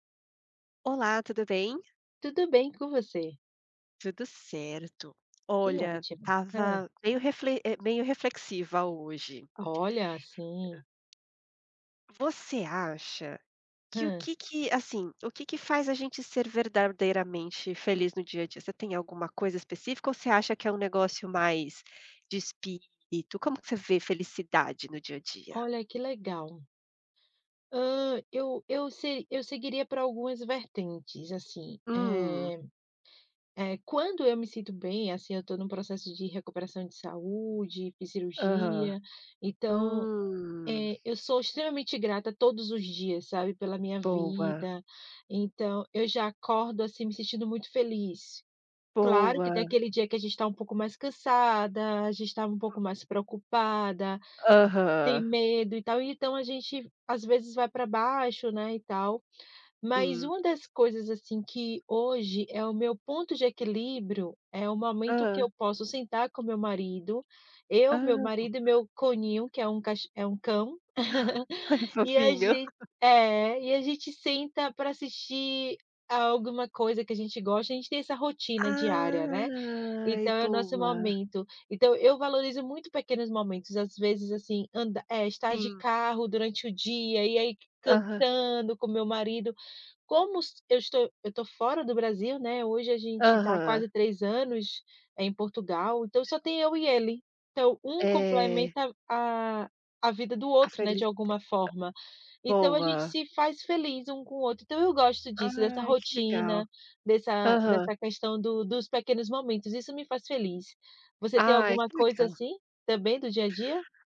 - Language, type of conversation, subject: Portuguese, unstructured, O que te faz sentir verdadeiramente feliz no dia a dia?
- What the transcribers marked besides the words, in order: tapping; other noise; chuckle; chuckle; unintelligible speech